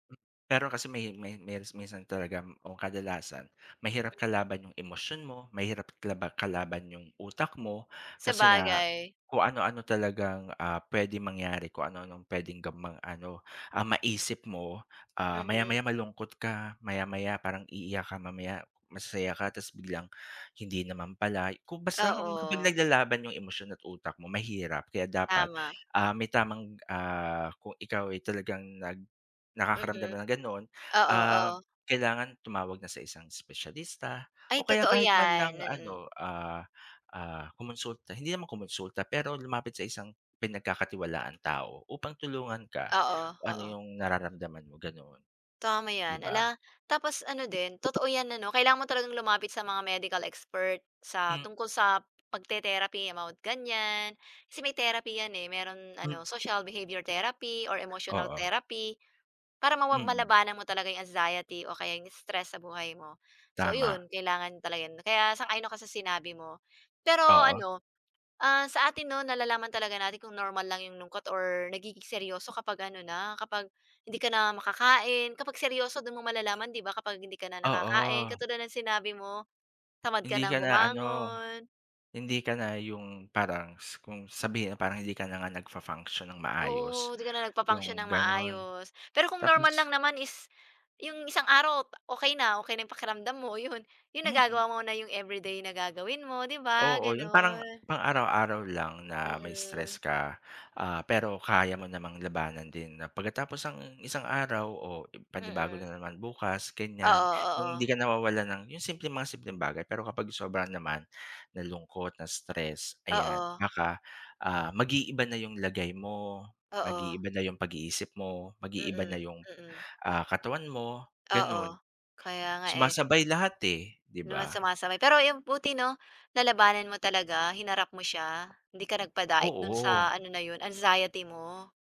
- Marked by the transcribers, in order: other street noise; fan; other background noise; tapping; other noise; laughing while speaking: "'yon"
- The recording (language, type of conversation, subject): Filipino, unstructured, Paano mo nilalabanan ang stress sa pang-araw-araw, at ano ang ginagawa mo kapag nakakaramdam ka ng lungkot?